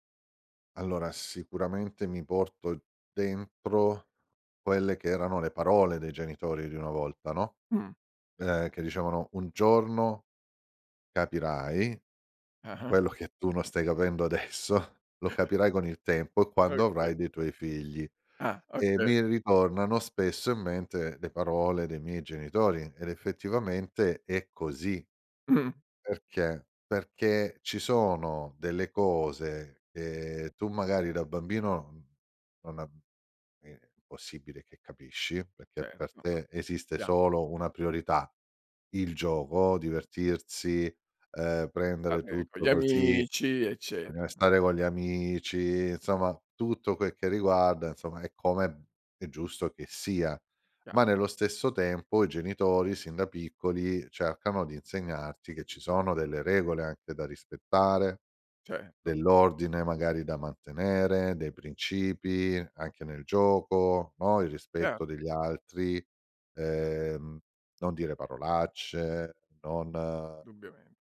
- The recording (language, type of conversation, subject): Italian, podcast, Com'è cambiato il rapporto tra genitori e figli rispetto al passato?
- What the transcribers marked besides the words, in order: laughing while speaking: "che"; laughing while speaking: "adesso"; chuckle; tapping; other background noise; unintelligible speech